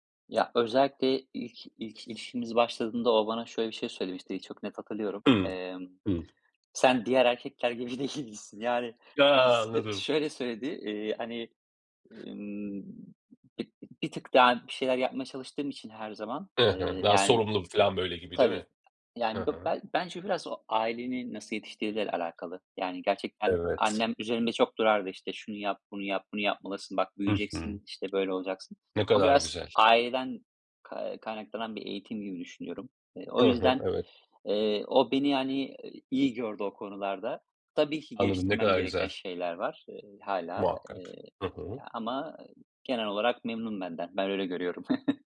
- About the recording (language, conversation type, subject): Turkish, podcast, Eşler arasında iş bölümü nasıl adil bir şekilde belirlenmeli?
- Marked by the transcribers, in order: other background noise; laughing while speaking: "değilsin"; tapping; chuckle